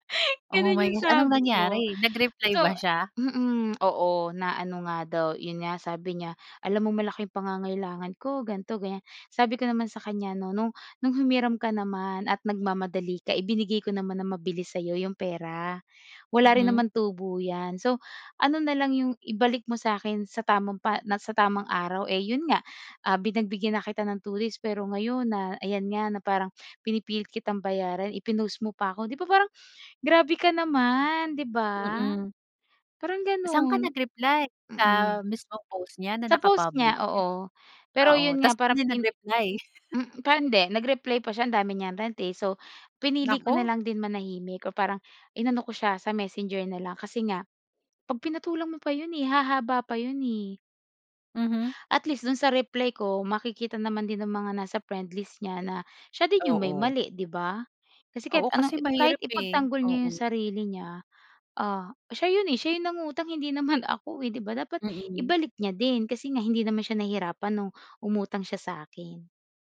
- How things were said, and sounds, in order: laughing while speaking: "Ganun yung sabi ko"; chuckle
- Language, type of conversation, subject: Filipino, podcast, Ano ang papel ng mga kaibigan sa paghilom mo?